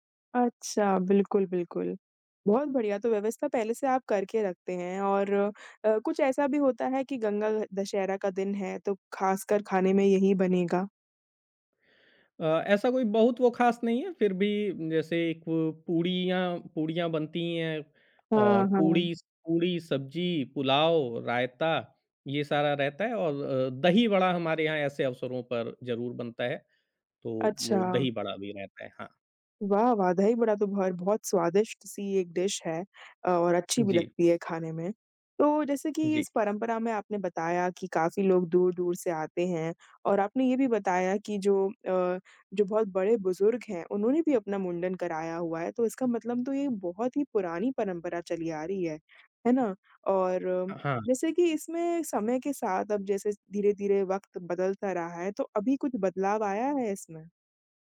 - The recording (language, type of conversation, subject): Hindi, podcast, आपके परिवार की सबसे यादगार परंपरा कौन-सी है?
- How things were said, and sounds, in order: tapping; in English: "डिश"; other background noise